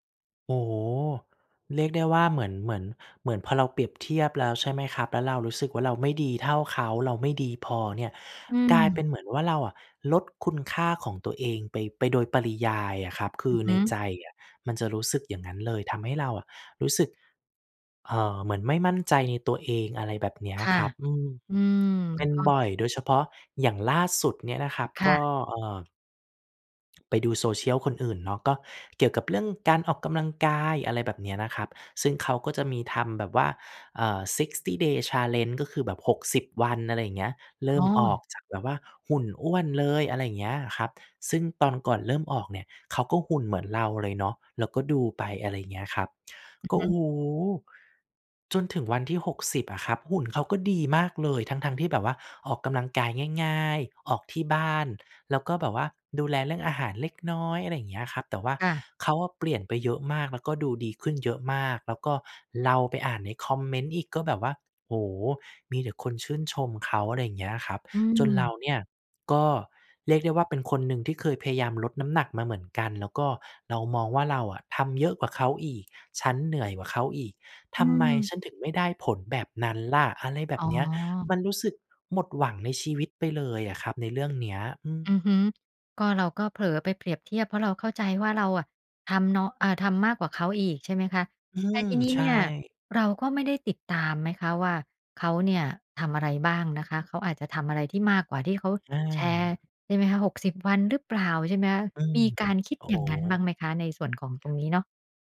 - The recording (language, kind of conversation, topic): Thai, podcast, โซเชียลมีเดียส่งผลต่อความมั่นใจของเราอย่างไร?
- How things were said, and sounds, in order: tapping